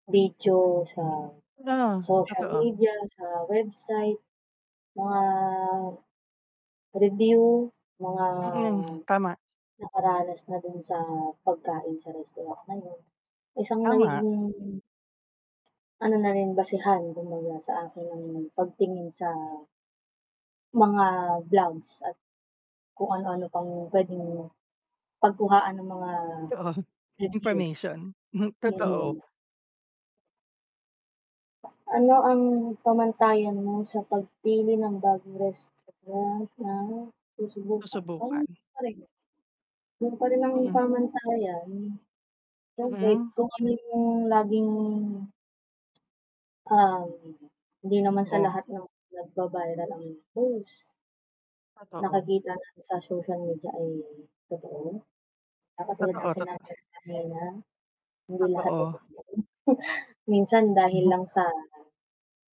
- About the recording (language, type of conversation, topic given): Filipino, unstructured, Paano mo pinipili ang bagong restoran na susubukan?
- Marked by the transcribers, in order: mechanical hum; static; tapping; laughing while speaking: "Totoo"; other background noise; distorted speech